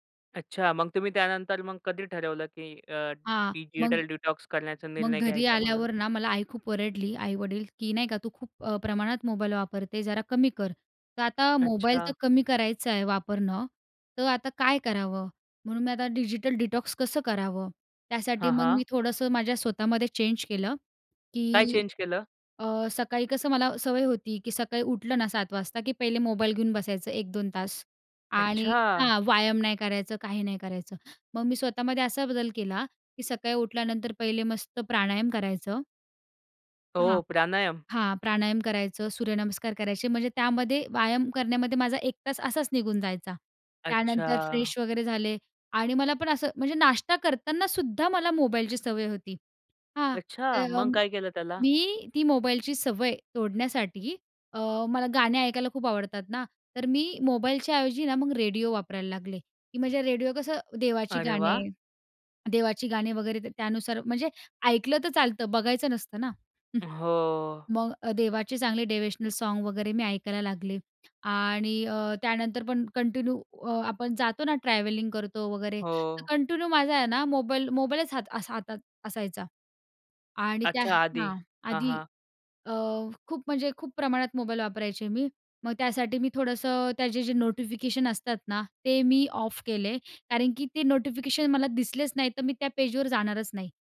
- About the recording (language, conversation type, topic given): Marathi, podcast, तुम्ही इलेक्ट्रॉनिक साधनांपासून विराम कधी आणि कसा घेता?
- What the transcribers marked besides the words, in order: in English: "डिजिटल डिटॉक्स"; in English: "डिजिटल डिटॉक्स"; in English: "चेंज"; in English: "चेंज"; other background noise; in English: "फ्रेश"; anticipating: "अच्छा!"; chuckle; in English: "डेव्हेशनल सॉन्ग"; tapping; in English: "कंटिन्यू"; in English: "कंटिन्यू"; exhale; in English: "ऑफ"